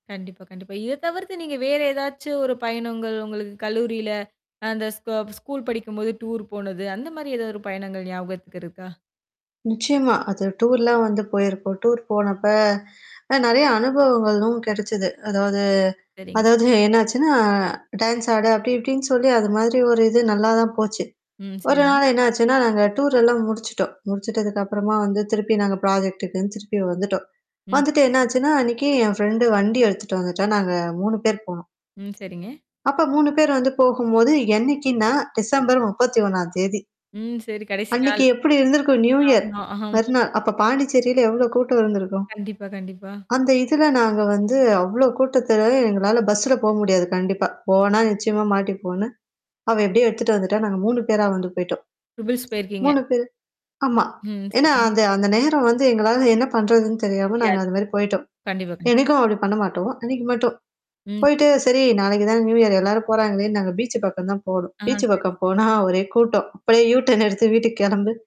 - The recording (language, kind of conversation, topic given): Tamil, podcast, நண்பர்களுடன் சென்ற ஒரு பயண அனுபவத்தைப் பற்றி கூறுவீர்களா?
- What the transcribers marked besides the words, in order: static; in English: "டூர்"; in English: "டூர்லாம்"; in English: "டூர்"; in English: "டான்ஸ்"; in English: "டூர்"; in English: "ப்ராஜெக்ட்டுக்ன்னு"; distorted speech; in English: "ஃபிரண்ட்"; tapping; laughing while speaking: "ஆமா, ஆமா"; in English: "நியூ இயர்"; other background noise; in English: "ட்ரிபிள்ஸ்"; in English: "நியூஇயர்"; in English: "பீச்"; laughing while speaking: "போனா"; laughing while speaking: "ஆ"; laughing while speaking: "அப்பிடியே யூட்டர்ன் எடுத்து வீட்டுக்கு கெளம்பு"; in English: "யூட்டர்ன்"